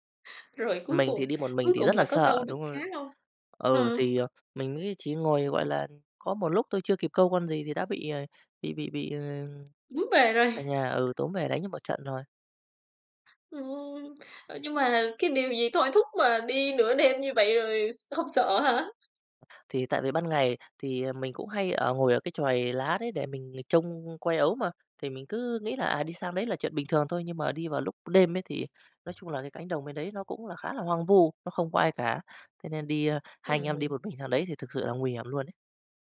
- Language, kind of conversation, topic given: Vietnamese, podcast, Kỉ niệm nào gắn liền với một sở thích thời thơ ấu của bạn?
- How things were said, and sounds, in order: tapping; other background noise